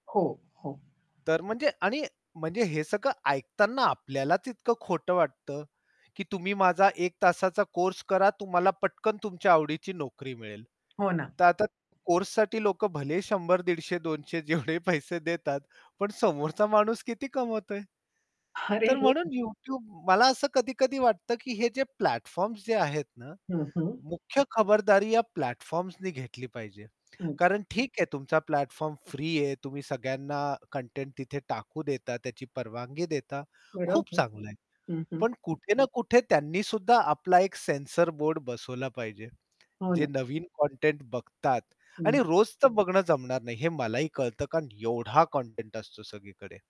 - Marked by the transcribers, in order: mechanical hum; static; other background noise; tapping; laughing while speaking: "जेवढे पैसे देतात"; laughing while speaking: "अरे!"; chuckle; in English: "प्लॅटफॉर्म्स"; in English: "प्लॅटफॉर्म्सनी"; distorted speech; in English: "प्लॅटफॉर्म"
- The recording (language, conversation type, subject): Marathi, podcast, फेसबुक, इन्स्टाग्राम आणि व्हॉट्सअॅपवर येणाऱ्या माहितीच्या अतिरेकाचा तुम्ही कसा सामना करता?